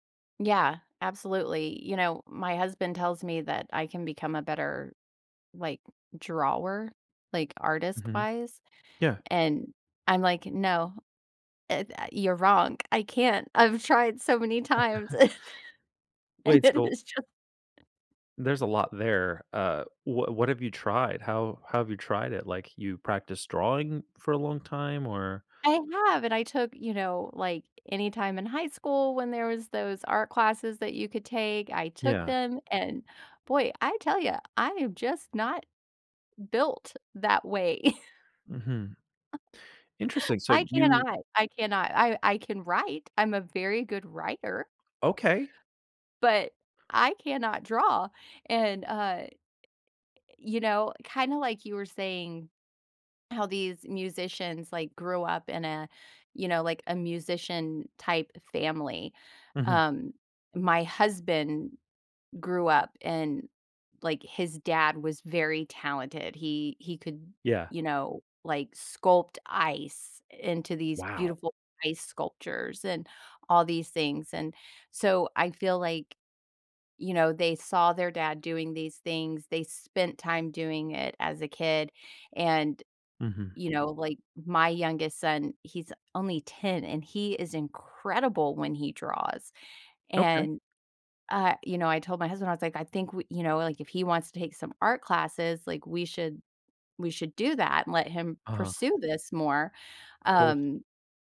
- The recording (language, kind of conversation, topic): English, unstructured, How do I handle envy when someone is better at my hobby?
- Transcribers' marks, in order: chuckle; laugh; laughing while speaking: "and it is just"; chuckle; laugh; other background noise